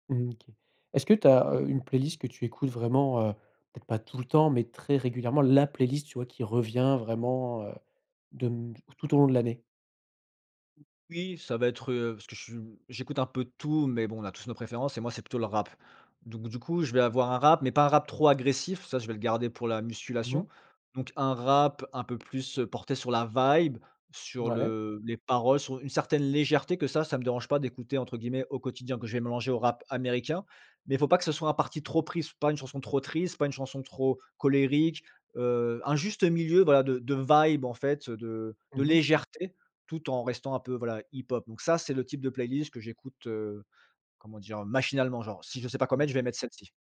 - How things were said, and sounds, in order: stressed: "la"; in English: "vibe"; stressed: "vibe"; stressed: "paroles"; stressed: "légèreté"; in English: "vibe"; stressed: "vibe"; stressed: "légèreté"; stressed: "Machinalement"; other background noise
- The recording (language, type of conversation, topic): French, podcast, Pourquoi préfères-tu écouter un album plutôt qu’une playlist, ou l’inverse ?